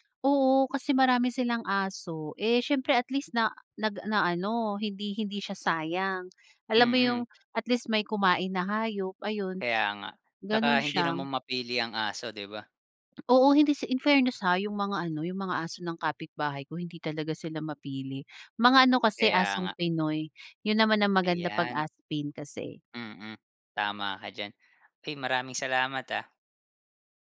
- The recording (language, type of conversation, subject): Filipino, podcast, Ano-anong masusustansiyang pagkain ang madalas mong nakaimbak sa bahay?
- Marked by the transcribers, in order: none